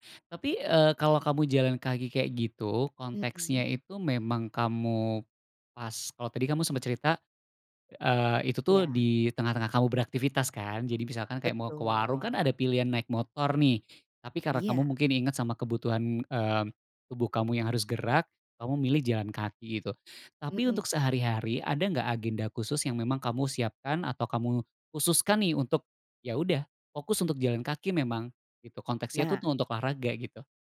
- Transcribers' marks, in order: none
- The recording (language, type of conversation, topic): Indonesian, podcast, Bagaimana kamu tetap aktif tanpa olahraga berat?